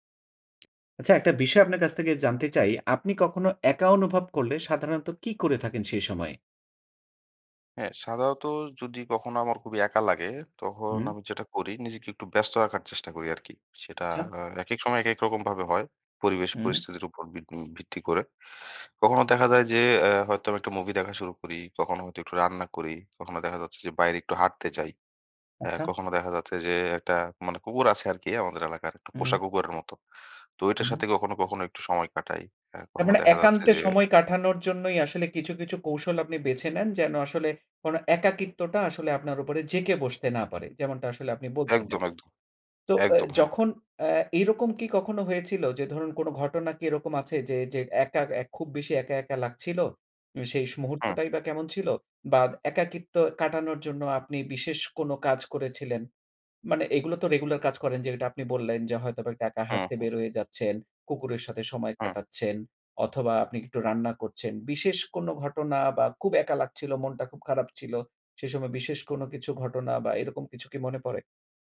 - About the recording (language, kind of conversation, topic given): Bengali, podcast, আপনি একা অনুভব করলে সাধারণত কী করেন?
- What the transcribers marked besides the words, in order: tapping; "সাধারণত" said as "সাধারত"; "তখন" said as "তহন"; "কাটানোর" said as "কাঠানোর"